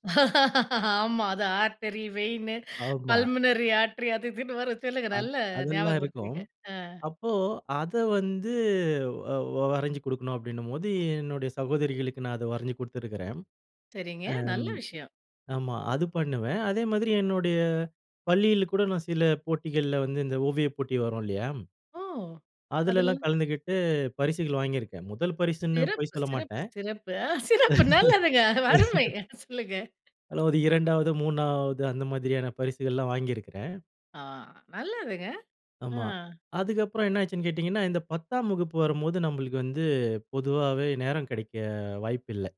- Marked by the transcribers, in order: laughing while speaking: "ஆமா. அது ஆர்ட்டெரி, வெய்ன்னு, பல்மனரி ஆர்ட்ரி அது இதுன்னு வரும்"; in English: "ஆர்ட்டெரி, வெய்ன்னு, பல்மனரி ஆர்ட்ரி"; laughing while speaking: "அ சிறப்பு நல்லதுங்க, அருமை. அ சொல்லுங்க"; laugh
- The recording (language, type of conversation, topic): Tamil, podcast, சுயமாகக் கற்றுக்கொண்ட ஒரு திறனைப் பெற்றுக்கொண்ட ஆரம்பப் பயணத்தைப் பற்றி சொல்லுவீங்களா?